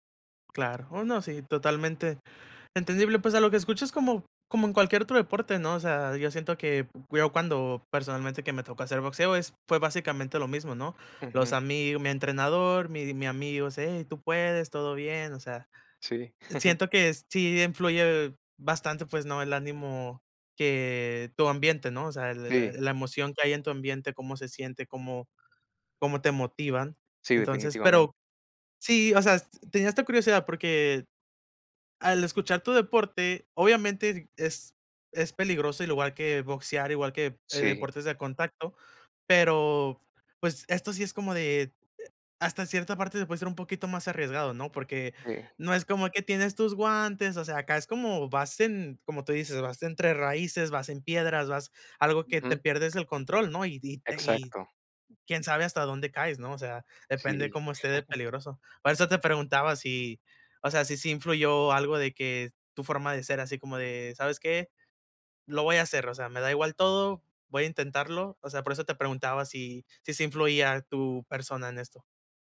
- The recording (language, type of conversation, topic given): Spanish, unstructured, ¿Te gusta pasar tiempo al aire libre?
- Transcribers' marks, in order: other background noise; chuckle; chuckle